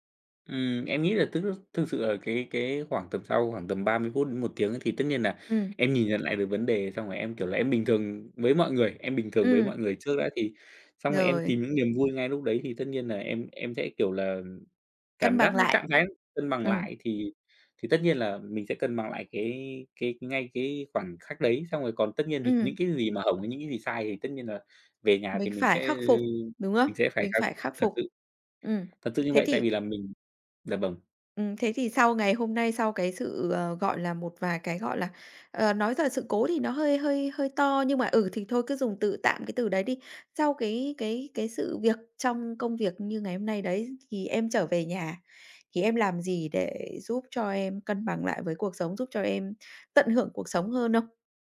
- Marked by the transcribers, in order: tapping
- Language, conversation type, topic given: Vietnamese, podcast, Bạn cân bằng việc học và cuộc sống hằng ngày như thế nào?